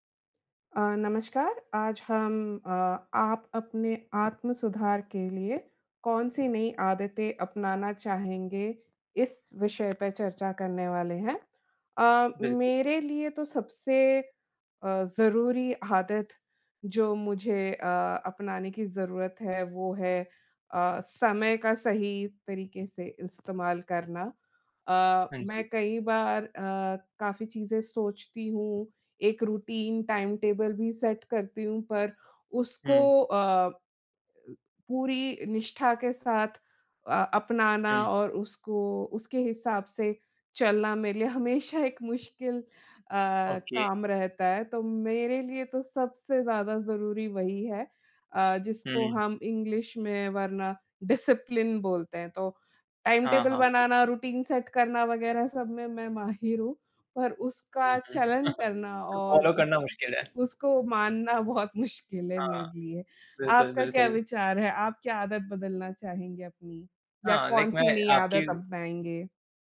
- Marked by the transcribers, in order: in English: "रूटीन टाइम टेबल"; in English: "सेट"; in English: "ओके"; in English: "इंग्लिश"; in English: "डिसिप्लिन"; in English: "टाइम टेबल"; in English: "रूटीन सेट"; chuckle; in English: "फॉलो"; in English: "लाइक"
- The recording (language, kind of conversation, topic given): Hindi, unstructured, आत्म-सुधार के लिए आप कौन-सी नई आदतें अपनाना चाहेंगे?